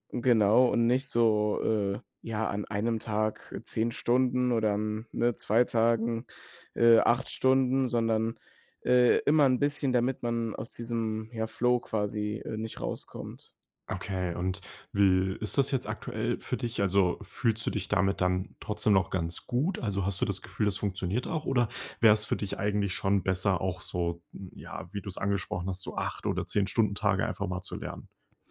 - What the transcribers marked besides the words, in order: drawn out: "gut?"
- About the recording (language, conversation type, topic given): German, podcast, Wie findest du im Alltag Zeit zum Lernen?